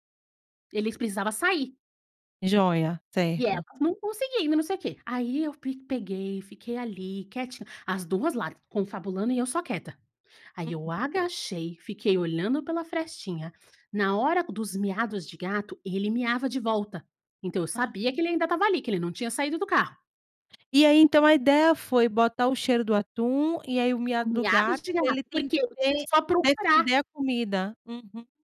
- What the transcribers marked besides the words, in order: tapping
- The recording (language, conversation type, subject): Portuguese, podcast, Qual encontro com um animal na estrada mais marcou você?